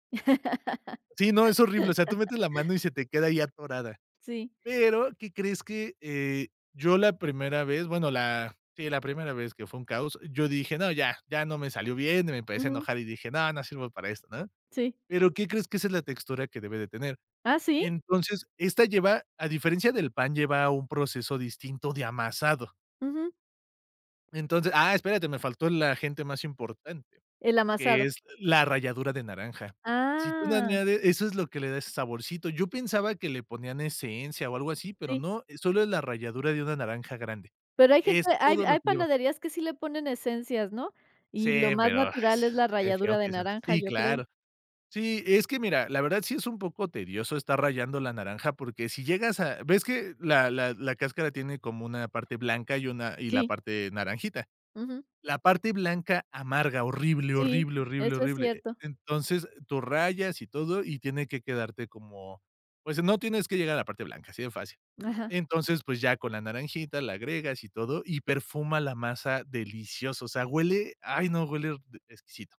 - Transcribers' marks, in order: laugh; tapping; exhale
- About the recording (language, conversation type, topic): Spanish, podcast, Cómo empezaste a hacer pan en casa y qué aprendiste